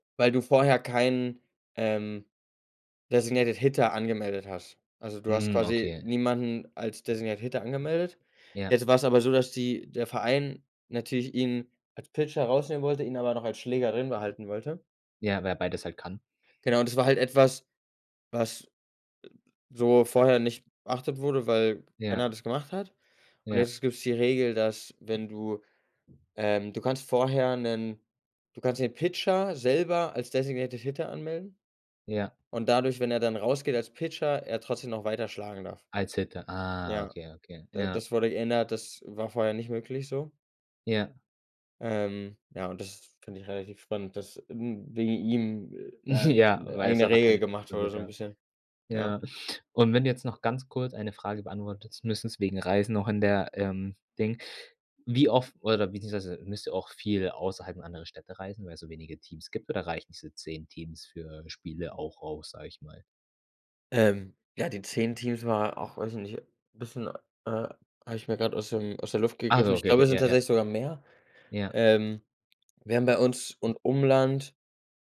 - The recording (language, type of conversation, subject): German, podcast, Kannst du von einer Reise erzählen, die anders lief als geplant?
- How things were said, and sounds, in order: in English: "designated hitter"; in English: "designated hitter"; tapping; in English: "designated hitter"; laughing while speaking: "Ja"